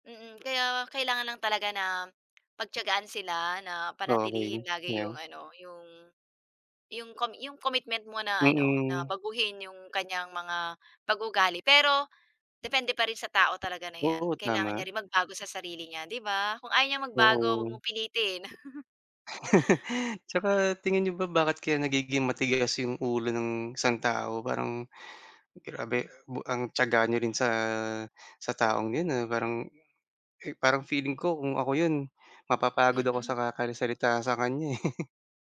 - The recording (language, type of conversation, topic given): Filipino, unstructured, Ano ang pinakamabisang paraan upang makumbinsi ang isang taong matigas ang ulo?
- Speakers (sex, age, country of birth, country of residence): female, 40-44, Philippines, Philippines; male, 40-44, Philippines, Philippines
- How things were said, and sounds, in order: tapping; other background noise; chuckle; laugh; laughing while speaking: "eh"